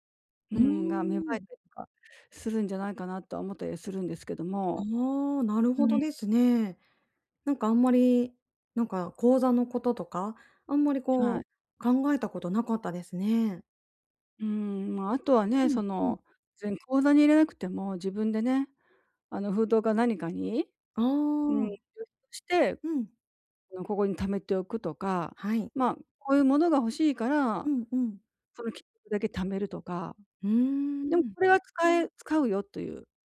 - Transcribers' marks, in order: unintelligible speech
- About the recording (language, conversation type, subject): Japanese, advice, 内面と行動のギャップをどうすれば埋められますか？